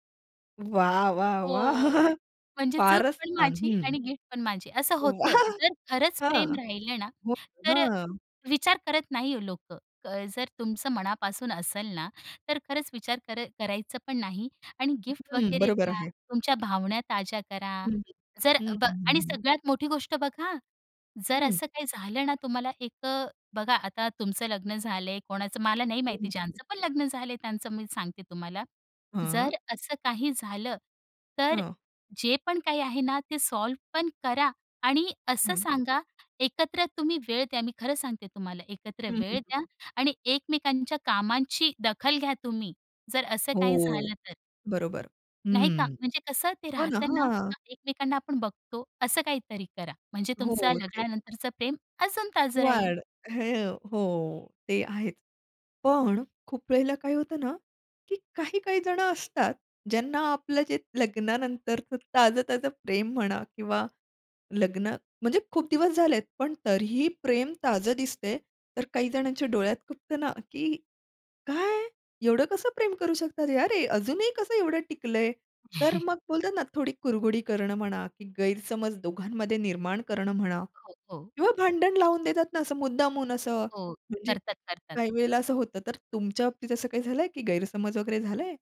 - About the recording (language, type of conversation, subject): Marathi, podcast, लग्नानंतर प्रेम कसे ताजे ठेवता?
- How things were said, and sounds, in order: chuckle; laughing while speaking: "वा!"; other background noise; unintelligible speech; in English: "सॉल्व्ह"; unintelligible speech; chuckle